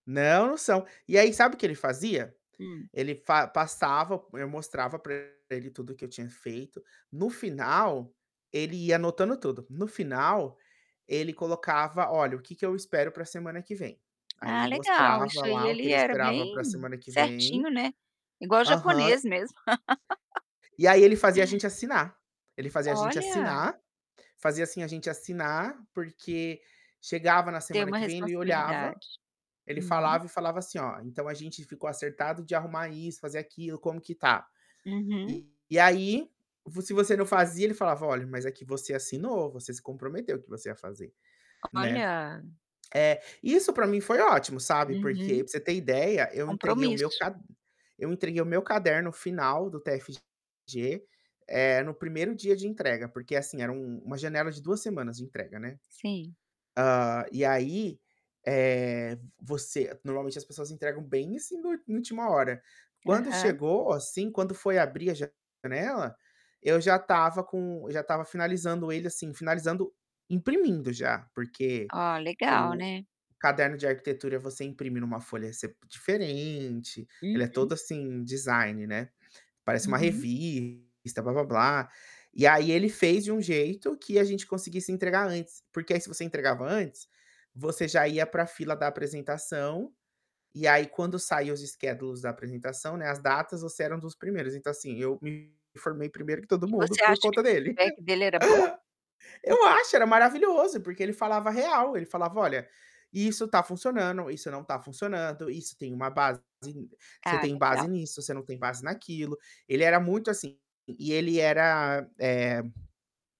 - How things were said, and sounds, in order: distorted speech; tapping; other background noise; laugh; in English: "schedules"; chuckle; unintelligible speech
- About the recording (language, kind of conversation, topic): Portuguese, podcast, Que tipo de feedback funciona melhor, na sua opinião?
- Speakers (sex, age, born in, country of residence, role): female, 55-59, Brazil, United States, host; male, 30-34, Brazil, United States, guest